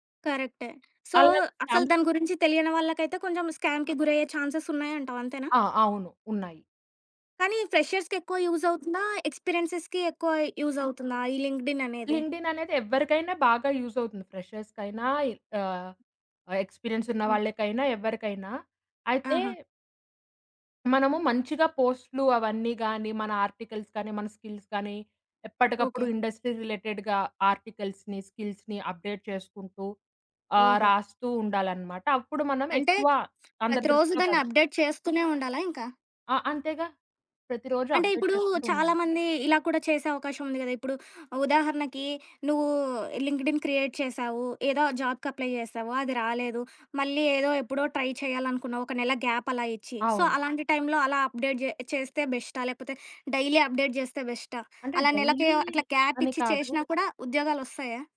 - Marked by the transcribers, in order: other background noise; in English: "సో"; in English: "స్టాంప్స్"; in English: "స్కామ్‌కి"; in English: "ఛాన్సెస్"; in English: "ఫ్రెషర్స్‌కి"; in English: "ఎక్స్‌పీరియెన్సెస్‌కి"; in English: "లింక్డ్‌ఇన్"; in English: "లింక్డ్‌ఇన్"; in English: "ఫ్రెషర్స్‌కి"; in English: "ఎక్స్‌పీరియన్స్"; in English: "ఆర్టికల్స్"; in English: "స్కిల్స్"; in English: "ఇండస్ట్రీ రిలేటెడ్‌గా ఆర్టికల్స్‌ని, స్కిల్స్‌ని అప్డేట్"; in English: "అప్డేట్"; in English: "అప్డేట్"; in English: "లింక్డ్‌ఇన్ క్రియేట్"; in English: "జాబ్‌కి అప్లై"; in English: "ట్రై"; in English: "గ్యాప్"; in English: "సో"; in English: "అప్డేట్"; in English: "డైలీ అప్డేట్"; in English: "డైలీ"; in English: "గ్యాప్"
- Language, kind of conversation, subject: Telugu, podcast, రిక్రూటర్లు ఉద్యోగాల కోసం అభ్యర్థుల సామాజిక మాధ్యమ ప్రొఫైల్‌లను పరిశీలిస్తారనే భావనపై మీ అభిప్రాయం ఏమిటి?